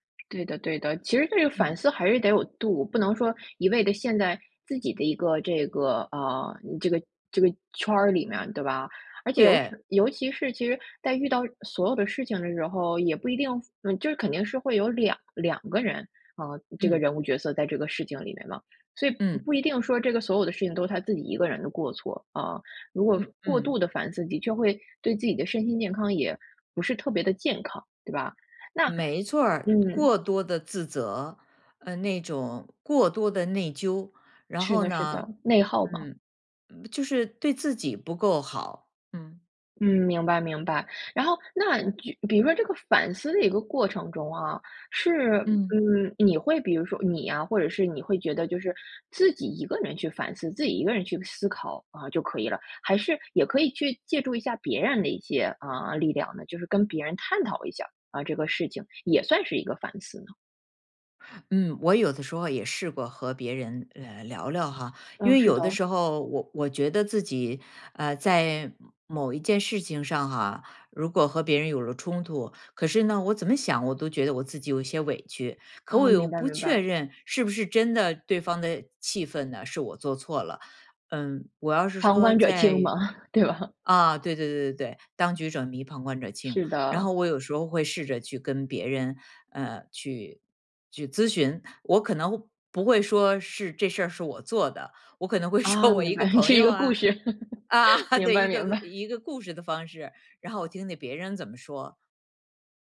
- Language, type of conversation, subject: Chinese, podcast, 什么时候该反思，什么时候该原谅自己？
- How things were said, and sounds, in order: other background noise; laughing while speaking: "清嘛，对吧？"; laughing while speaking: "会说"; laughing while speaking: "明白，是一个故事。明白，明白"; laughing while speaking: "啊，对"